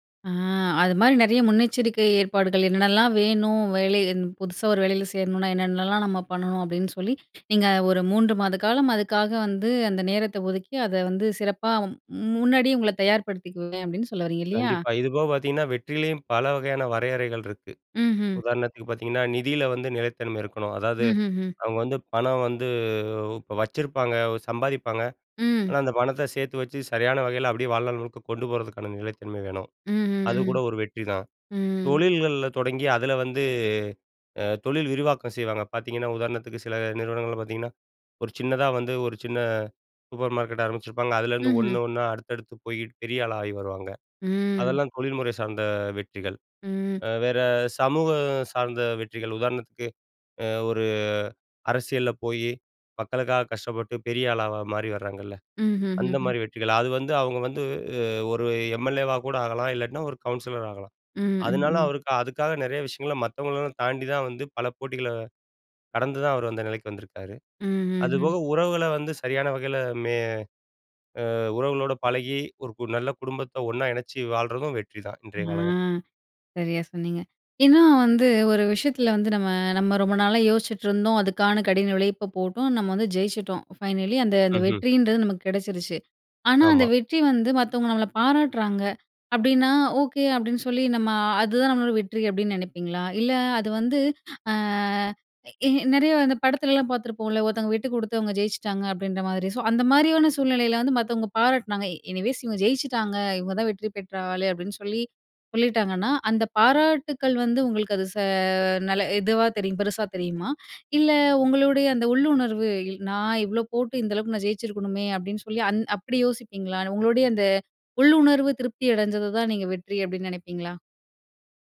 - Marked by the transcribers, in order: other background noise; "ஆளா" said as "ஆளாவா"; "காலகட்டத்துல" said as "காலகட்"; in English: "ஃபைனலி"; in English: "எனிவேஸ்"
- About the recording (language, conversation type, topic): Tamil, podcast, நீங்கள் வெற்றியை எப்படி வரையறுக்கிறீர்கள்?